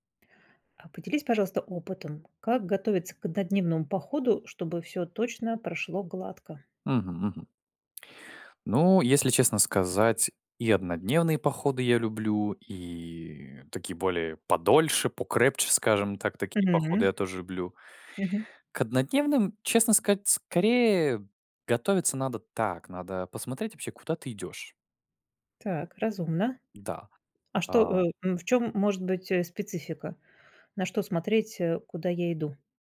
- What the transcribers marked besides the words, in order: none
- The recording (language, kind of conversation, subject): Russian, podcast, Как подготовиться к однодневному походу, чтобы всё прошло гладко?